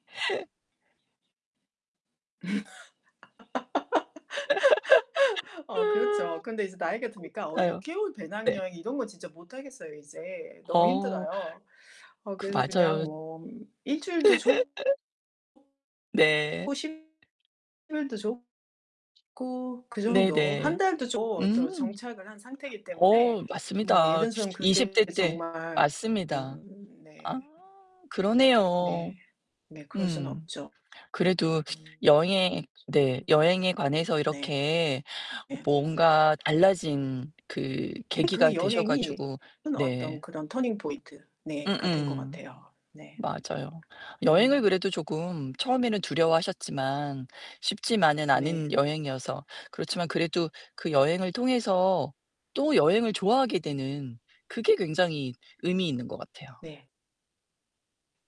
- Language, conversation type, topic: Korean, podcast, 인생의 전환점이 된 여행이 있었나요?
- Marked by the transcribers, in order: laugh; laugh; laugh; unintelligible speech; other background noise; laugh; distorted speech; tapping; unintelligible speech; unintelligible speech